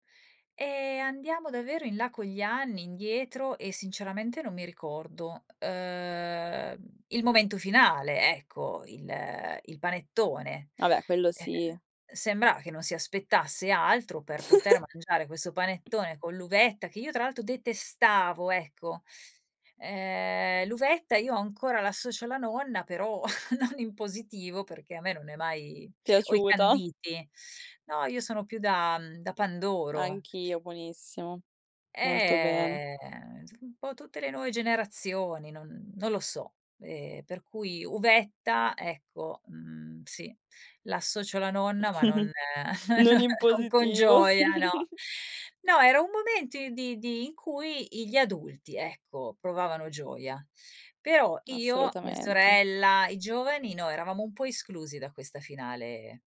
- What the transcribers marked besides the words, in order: drawn out: "uhm"; chuckle; other background noise; chuckle; laughing while speaking: "non"; tapping; drawn out: "Ehm"; chuckle; laughing while speaking: "non non"; laughing while speaking: "positivo"; chuckle
- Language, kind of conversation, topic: Italian, podcast, Quale sapore ti fa pensare a tua nonna?